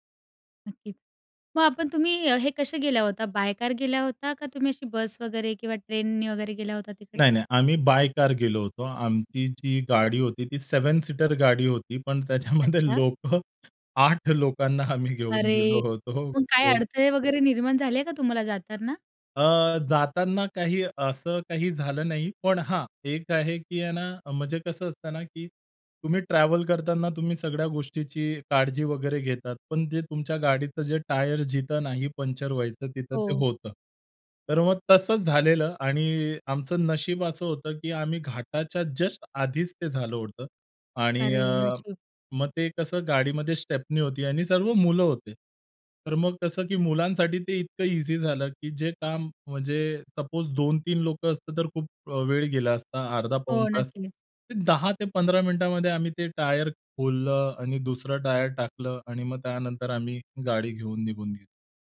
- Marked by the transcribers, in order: laughing while speaking: "पण त्याच्यामध्ये लोकं"; other background noise; unintelligible speech; tapping; in English: "सपोज"
- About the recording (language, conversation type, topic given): Marathi, podcast, एका दिवसाच्या सहलीची योजना तुम्ही कशी आखता?